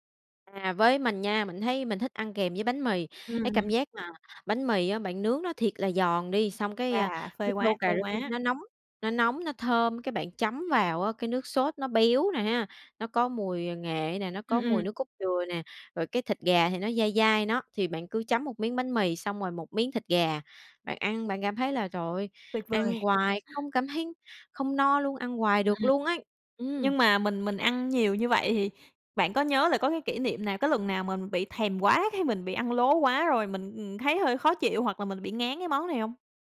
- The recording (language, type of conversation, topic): Vietnamese, podcast, Bạn nhớ món ăn gia truyền nào nhất không?
- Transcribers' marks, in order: tapping; other background noise